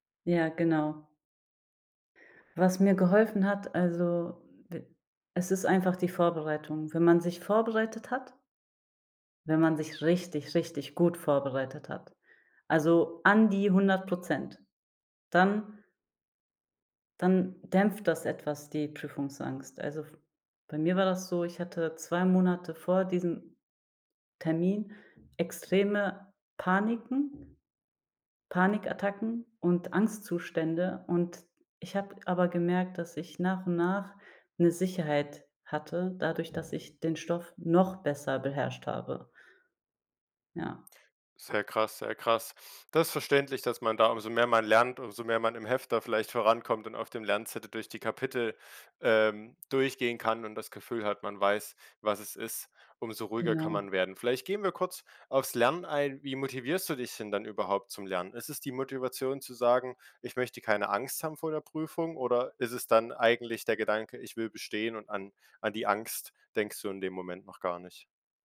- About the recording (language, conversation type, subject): German, podcast, Wie gehst du persönlich mit Prüfungsangst um?
- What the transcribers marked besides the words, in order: other background noise